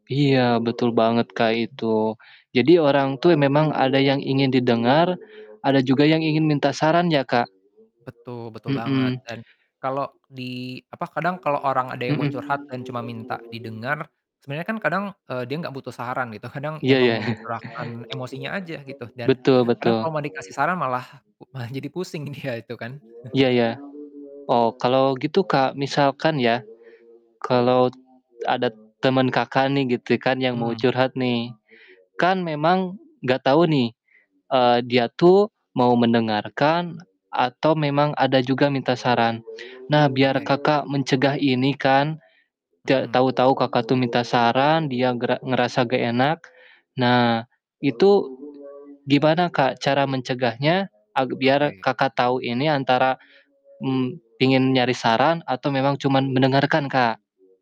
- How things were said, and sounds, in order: other background noise; bird; chuckle; tapping; laughing while speaking: "gitu"; laughing while speaking: "dia"; chuckle
- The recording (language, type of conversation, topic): Indonesian, podcast, Bagaimana cara Anda menjadi pendengar yang benar-benar penuh perhatian?